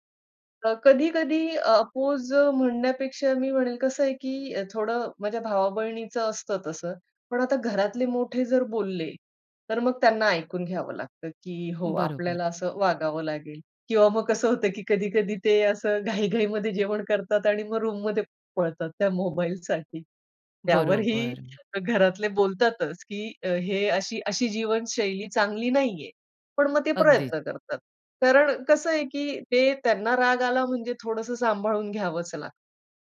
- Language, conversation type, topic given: Marathi, podcast, सूचनांवर तुम्ही नियंत्रण कसे ठेवता?
- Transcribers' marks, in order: in English: "अपोज"; laughing while speaking: "मग कसं होतं, की कधी-कधी … त्यावरही घरातले बोलतातच"; other background noise